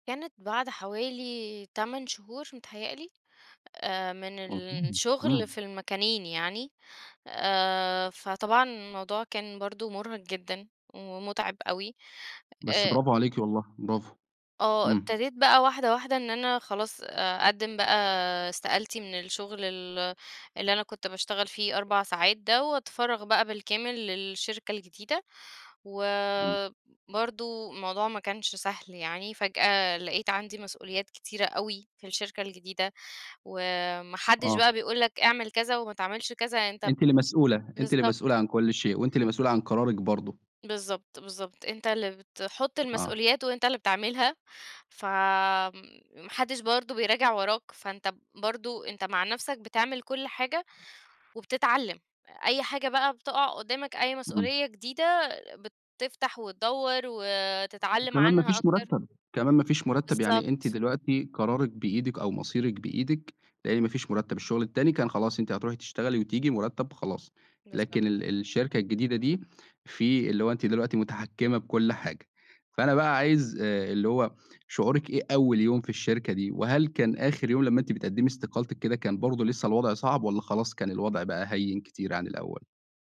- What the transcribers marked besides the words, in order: tapping
- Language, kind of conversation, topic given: Arabic, podcast, إزاي أخدت قرار إنك تسيب وظيفة مستقرة وتبدأ حاجة جديدة؟